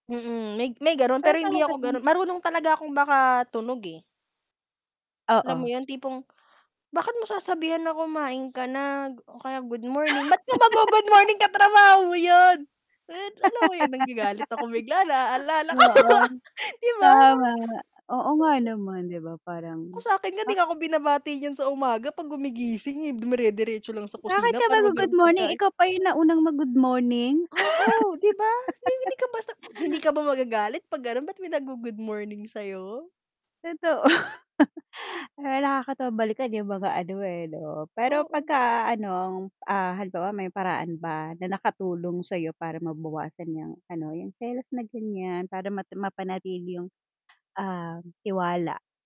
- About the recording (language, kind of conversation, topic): Filipino, unstructured, Paano mo haharapin ang selos sa isang relasyon?
- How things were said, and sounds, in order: static; other background noise; distorted speech; gasp; laugh; angry: "ba't ka mag-gu-good morning, katrabaho mo 'yon?"; laugh; "maghanap" said as "magirong"; laugh; gasp; laugh; tapping